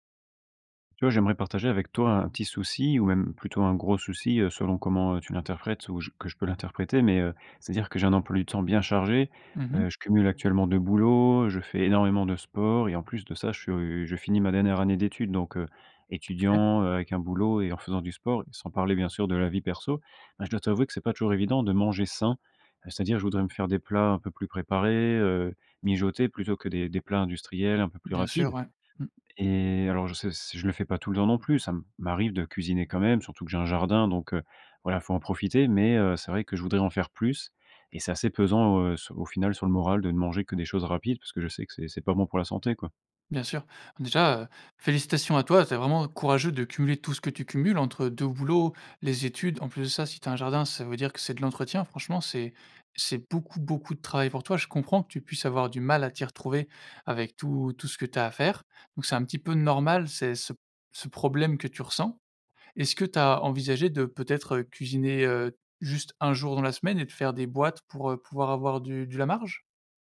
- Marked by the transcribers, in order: other background noise; tapping; stressed: "beaucoup"; stressed: "mal"
- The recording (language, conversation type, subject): French, advice, Comment puis-je manger sainement malgré un emploi du temps surchargé et des repas pris sur le pouce ?